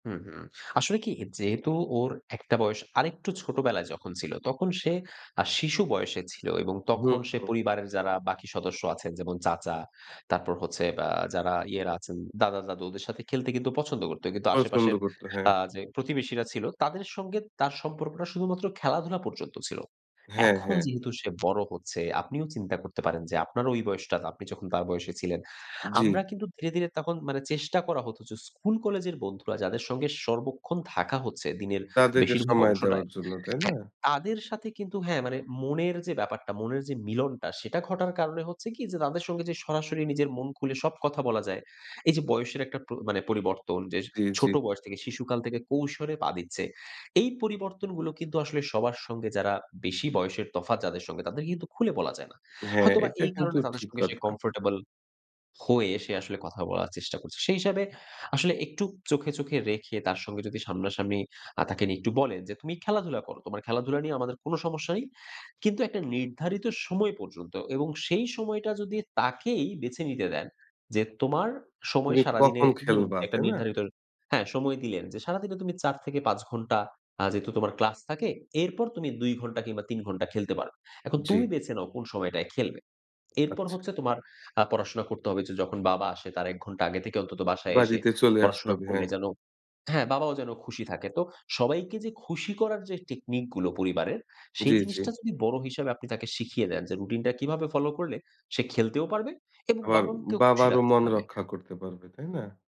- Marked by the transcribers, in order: "বেশিরভাগ" said as "বেশিরভোগ"; in English: "কমফোর্টেবল"; tapping
- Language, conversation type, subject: Bengali, advice, প্রাপ্তবয়স্ক সন্তানের স্বাধীনতা নিয়ে আপনার পরিবারের মধ্যে যে সংঘাত হচ্ছে, সেটি কীভাবে শুরু হলো এবং বর্তমানে কী নিয়ে তা চলছে?